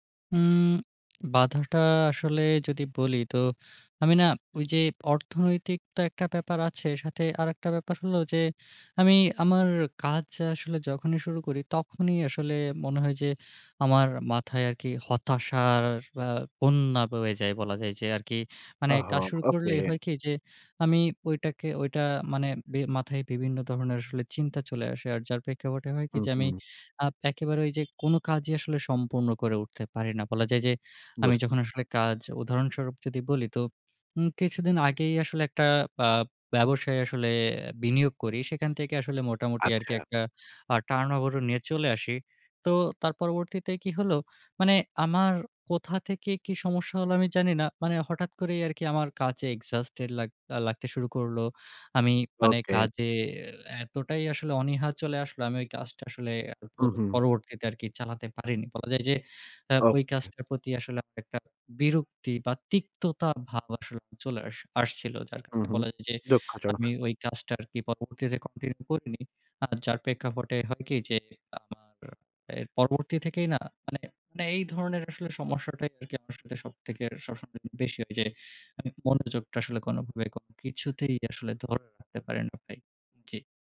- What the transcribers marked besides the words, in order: drawn out: "হতাশার আ বন্যা"; horn; in English: "turnover"; in English: "exhausted"
- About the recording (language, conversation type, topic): Bengali, advice, বাধার কারণে কখনও কি আপনাকে কোনো লক্ষ্য ছেড়ে দিতে হয়েছে?